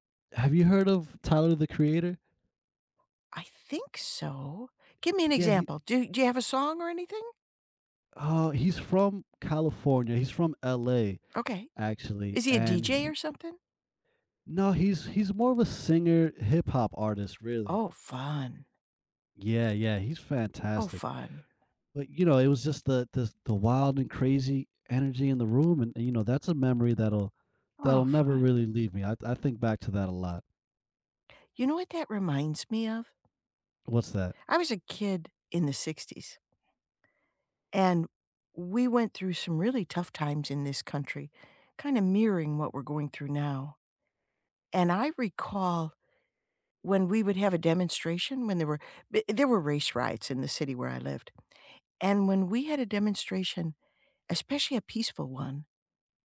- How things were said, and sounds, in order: distorted speech; other background noise
- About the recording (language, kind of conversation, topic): English, unstructured, How can music bring people together?
- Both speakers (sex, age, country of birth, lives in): female, 65-69, United States, United States; male, 30-34, United States, United States